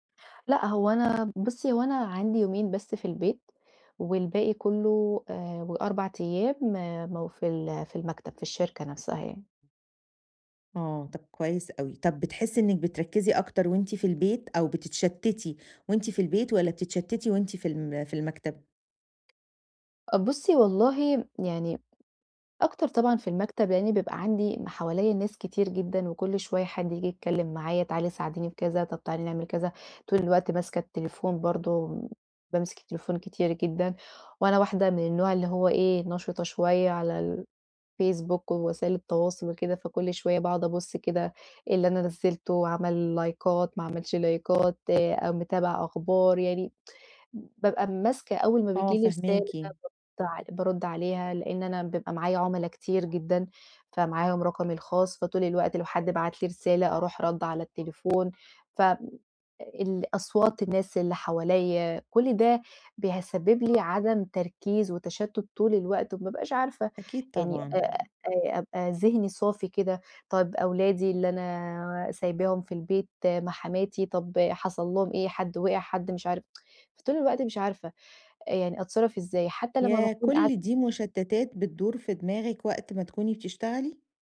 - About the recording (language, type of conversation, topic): Arabic, advice, إزاي أقلّل التشتت عشان أقدر أشتغل بتركيز عميق ومستمر على مهمة معقدة؟
- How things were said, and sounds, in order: other background noise; tapping; in English: "لايكات"; in English: "لايكات"; other street noise; "بيسبب" said as "بيهسبب"; tsk